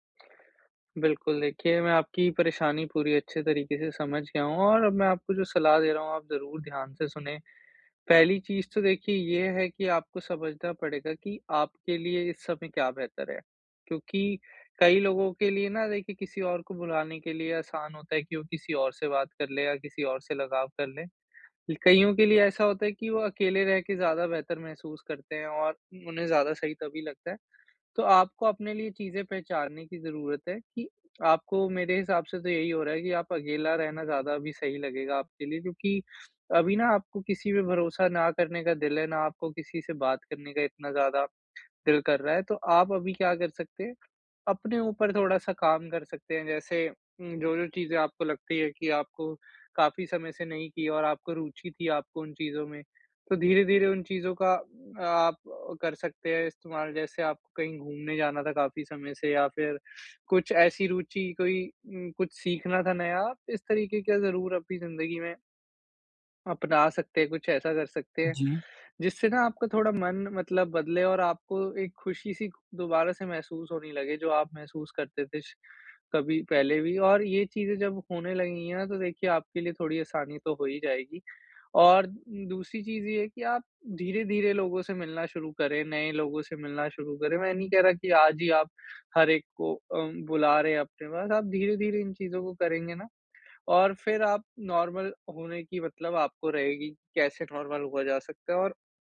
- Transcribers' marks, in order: tapping; other background noise; in English: "नॉर्मल"; in English: "नॉर्मल"
- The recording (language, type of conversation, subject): Hindi, advice, मैं भावनात्मक बोझ को संभालकर फिर से प्यार कैसे करूँ?